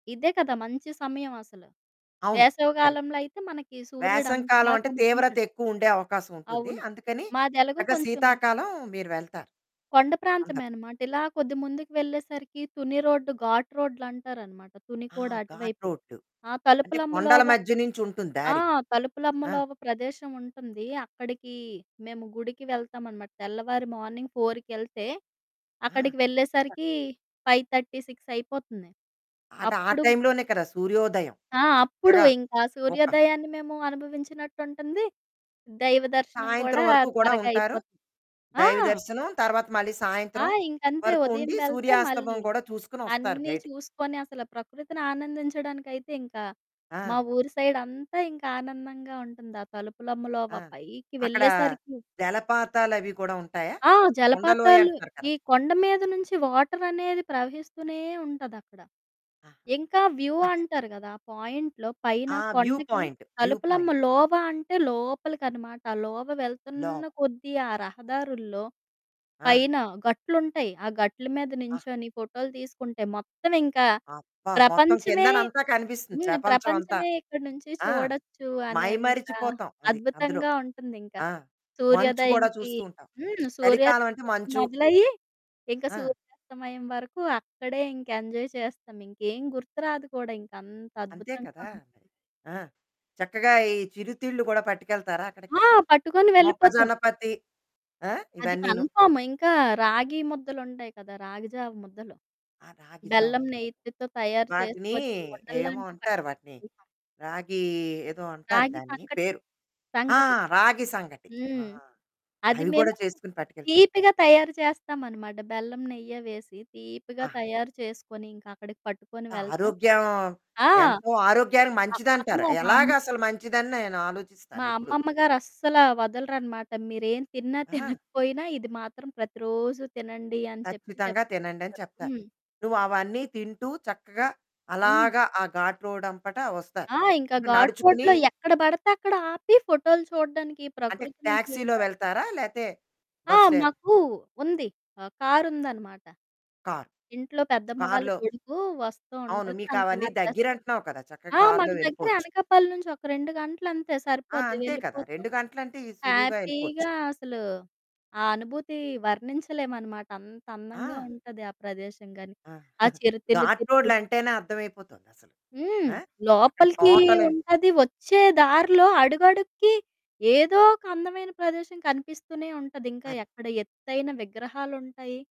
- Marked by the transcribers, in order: in English: "కరక్ట్"; in English: "మార్నింగ్ ఫోర్‌కెళ్తే"; in English: "ఫైవ్ థర్టీ సిక్స్"; "అటు" said as "అట"; distorted speech; in English: "వ్యూ"; in English: "పాయింట్‌లో"; in English: "వ్యూ పాయింట్. వ్యూ పాయింట్"; other background noise; static; in English: "కన్ఫర్మ్"; laughing while speaking: "తినకపోయినా"; in English: "రోడ్‌లో"; in English: "టాక్సీలో"; in English: "హ్యాపీగా"; giggle
- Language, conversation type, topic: Telugu, podcast, సూర్యాస్తమయం చూస్తున్నప్పుడు నీ మనసులో ఎలాంటి ఆలోచనలు కలుగుతాయి?